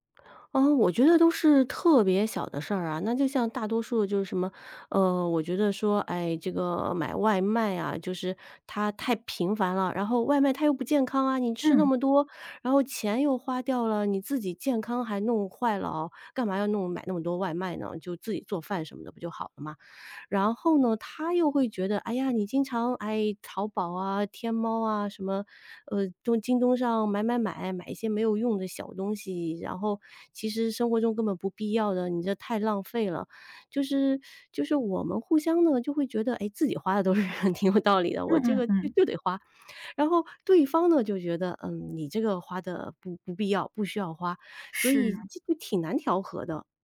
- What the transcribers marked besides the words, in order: teeth sucking; laughing while speaking: "都是挺有道理的"
- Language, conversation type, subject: Chinese, advice, 你和伴侣因日常开支意见不合、总是争吵且难以达成共识时，该怎么办？